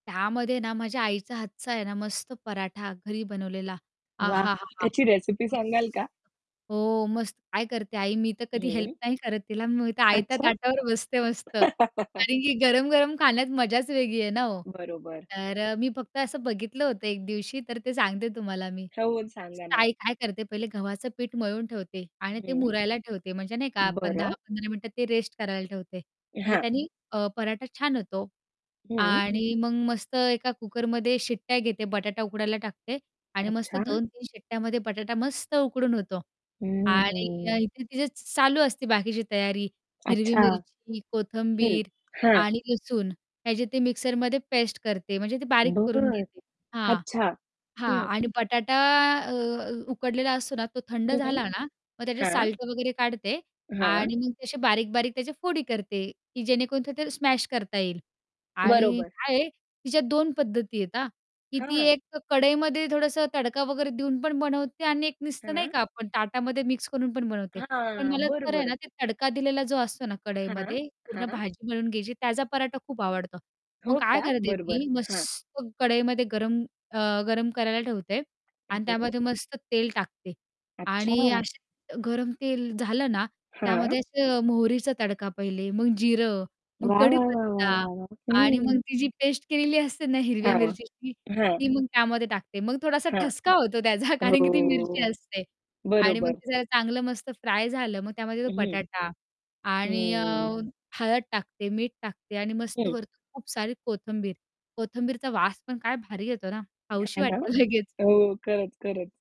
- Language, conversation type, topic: Marathi, podcast, घरी बनवलेलं साधं जेवण तुला कसं वाटतं?
- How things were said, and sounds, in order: shush; in English: "हेल्प"; distorted speech; chuckle; tapping; unintelligible speech; horn; static; laughing while speaking: "त्याचा"; laughing while speaking: "लगेच"